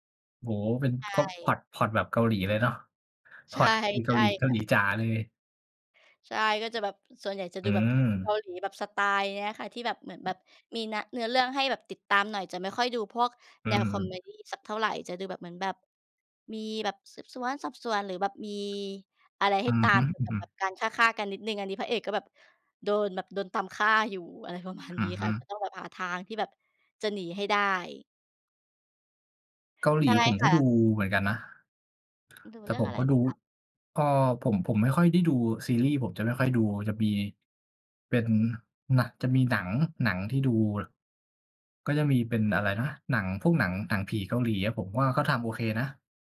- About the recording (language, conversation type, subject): Thai, unstructured, คุณชอบดูหนังหรือซีรีส์แนวไหนมากที่สุด?
- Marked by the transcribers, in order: laughing while speaking: "ใช่"; other background noise; tapping